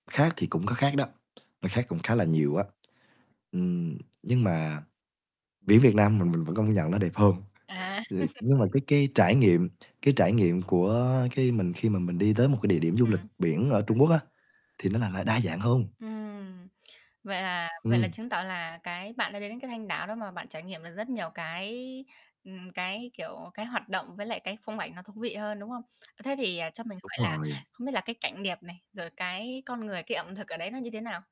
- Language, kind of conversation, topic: Vietnamese, podcast, Bạn có thể kể về một chuyến đi đáng nhớ của mình không?
- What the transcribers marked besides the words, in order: static; other background noise; tapping; unintelligible speech; chuckle; distorted speech